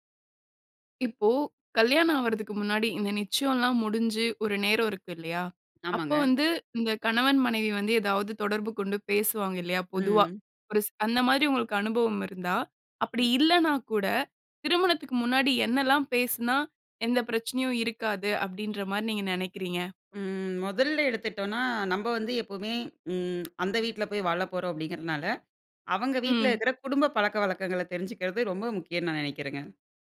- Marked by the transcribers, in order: none
- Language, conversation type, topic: Tamil, podcast, திருமணத்திற்கு முன் பேசிக்கொள்ள வேண்டியவை என்ன?